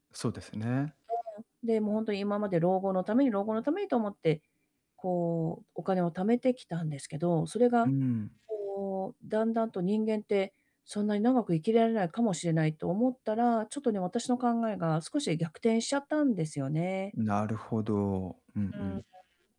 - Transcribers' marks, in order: distorted speech; unintelligible speech; mechanical hum
- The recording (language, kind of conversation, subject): Japanese, advice, 今の楽しみと将来の安心を、どう上手に両立すればよいですか？